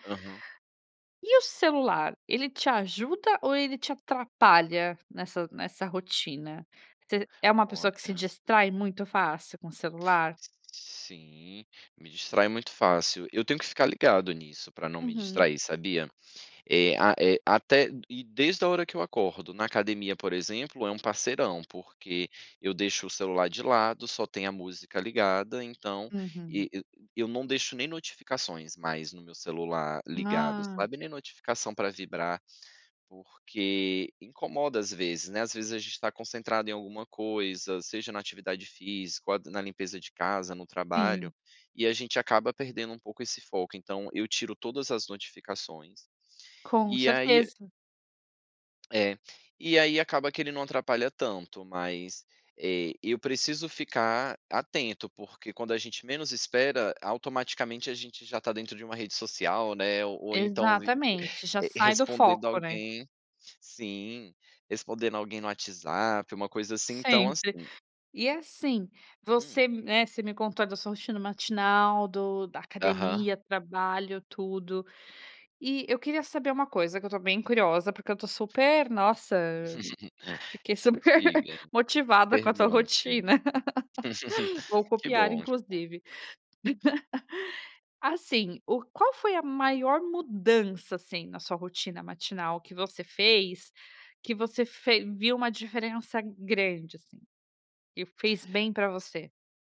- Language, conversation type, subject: Portuguese, podcast, Como é sua rotina matinal para começar bem o dia?
- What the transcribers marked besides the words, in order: tapping; breath; other background noise; laugh; laugh; laughing while speaking: "super"; laugh